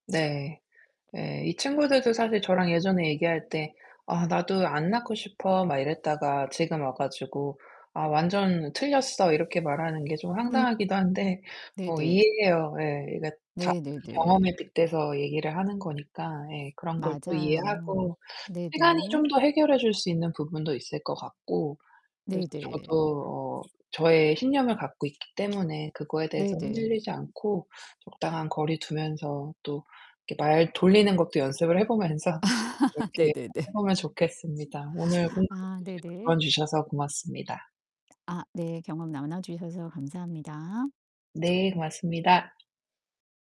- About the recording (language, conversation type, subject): Korean, advice, 친한 친구에게 개인적인 선택을 비판받아 상처받았을 때 어떻게 대처하면 좋을까요?
- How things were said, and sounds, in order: tapping; static; distorted speech; other background noise; laughing while speaking: "보면서"; laugh